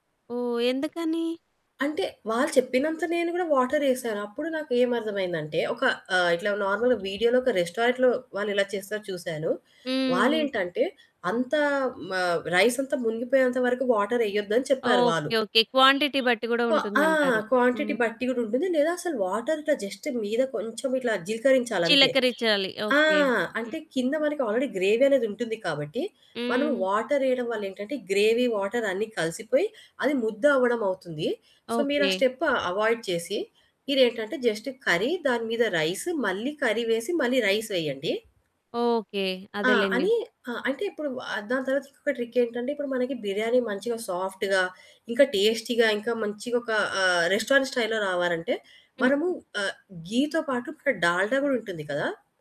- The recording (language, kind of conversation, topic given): Telugu, podcast, వంటలో ఏదైనా తప్పు జరిగితే దాన్ని మీరు ఎలా సరిచేసుకుంటారు?
- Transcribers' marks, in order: static; in English: "నార్మల్‌గా వీడియోలో"; in English: "రెస్టారెంట్‌లో"; in English: "రైస్"; in English: "క్వాంటిటీ"; background speech; in English: "క్వాంటిటీ"; in English: "వాటర్"; in English: "జస్ట్"; in English: "ఆల్రెడీ గ్రేవీ"; in English: "గ్రేవీ వాటర్"; in English: "సో"; in English: "స్టెప్ అవాయిడ్"; in English: "జస్ట్ కర్రీ"; in English: "కర్రీ"; in English: "రైస్"; in English: "ట్రిక్"; in English: "సాఫ్ట్‌గా"; in English: "టేస్టీగా"; in English: "రెస్టారెంట్ స్టైల్‌లో"; in English: "ఘీతో"